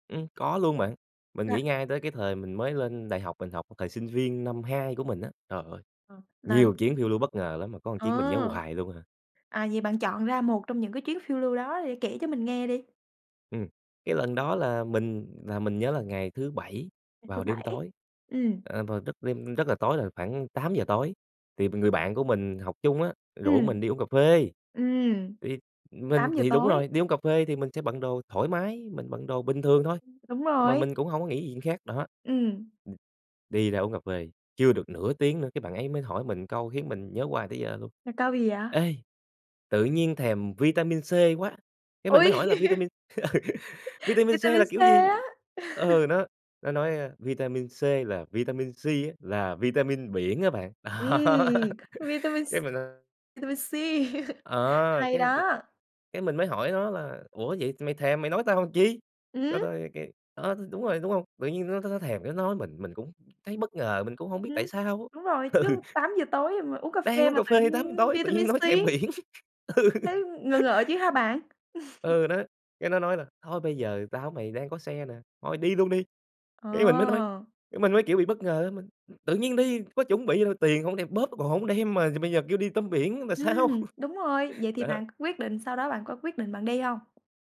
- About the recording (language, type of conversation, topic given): Vietnamese, podcast, Bạn có thể kể về một chuyến phiêu lưu bất ngờ mà bạn từng trải qua không?
- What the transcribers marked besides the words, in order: tapping; other background noise; laugh; laugh; in English: "sea"; laughing while speaking: "Đó"; laugh; in English: "sea"; laugh; laughing while speaking: "Ừ"; in English: "sea"; laughing while speaking: "biển. Ừ"; laugh; laugh